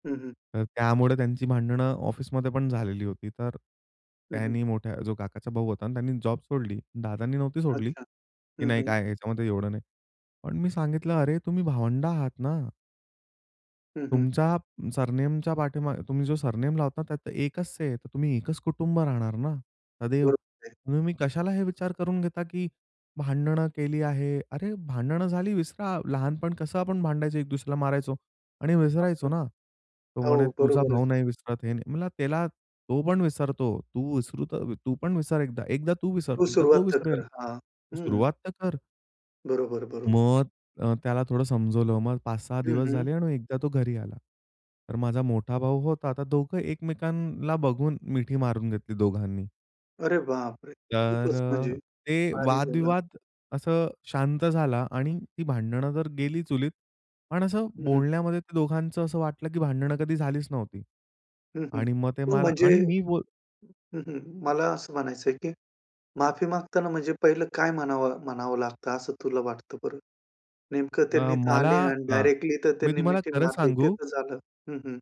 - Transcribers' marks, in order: in English: "सरनेम"; in English: "सरनेम"; unintelligible speech; surprised: "अरे बापरे!"
- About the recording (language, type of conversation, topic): Marathi, podcast, कुटुंबात मोठ्या भांडणानंतर नातं पुन्हा कसं जोडता येईल?